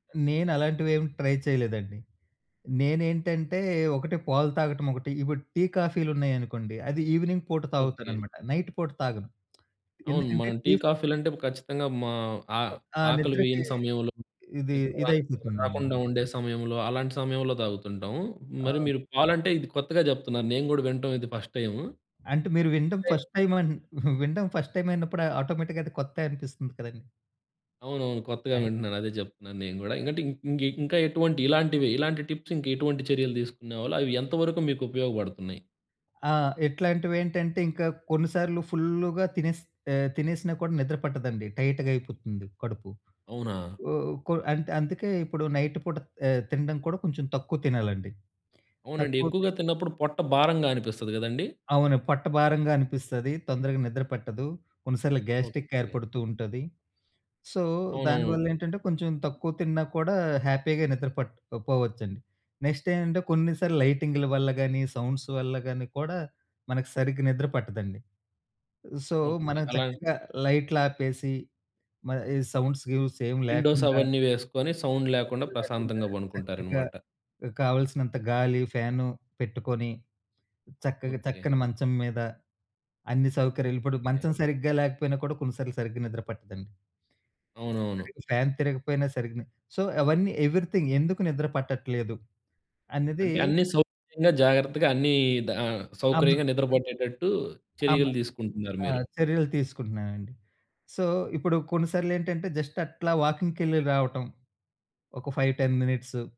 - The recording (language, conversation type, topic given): Telugu, podcast, నిద్రకు ముందు స్క్రీన్ వాడకాన్ని తగ్గించడానికి మీ సూచనలు ఏమిటి?
- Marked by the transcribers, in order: in English: "ట్రై"; in English: "ఈవెనింగ్"; in English: "నైట్"; tapping; other noise; in English: "ఫస్ట్"; in English: "ఫస్ట్ టైమ్"; giggle; in English: "ఫస్ట్ టైమ్"; in English: "ఆటోమేటిక్‌గా"; other background noise; in English: "టిప్స్"; in English: "ఫుల్‌గా"; in English: "టైట్‌గా"; in English: "నైట్"; in English: "గ్యాస్ట్రిక్"; in English: "సో"; in English: "హ్యాపీగా"; in English: "నెక్స్ట్"; in English: "సౌండ్స్"; in English: "సో"; in English: "సౌండ్స్"; in English: "విండోస్"; in English: "సౌండ్"; in English: "సో"; in English: "ఎవరీథింగ్"; in English: "సో"; in English: "జస్ట్"; in English: "ఫైవ్ టెన్ మినిట్స్"